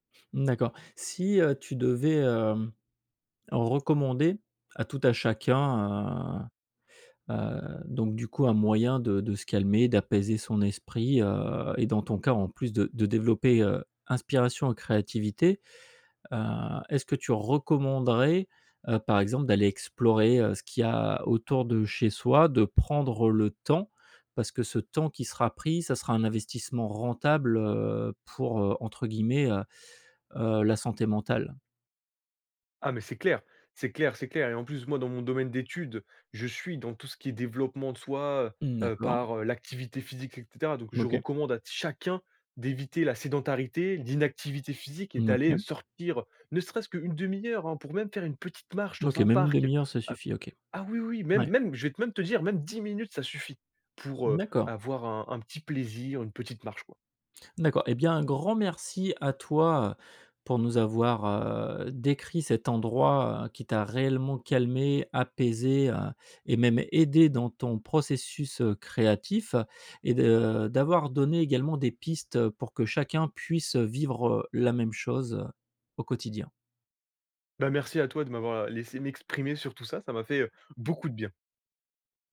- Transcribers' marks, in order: tapping; stressed: "temps"; other background noise; stressed: "chacun"; stressed: "grand"; drawn out: "heu"; stressed: "beaucoup"
- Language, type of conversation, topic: French, podcast, Quel est l’endroit qui t’a calmé et apaisé l’esprit ?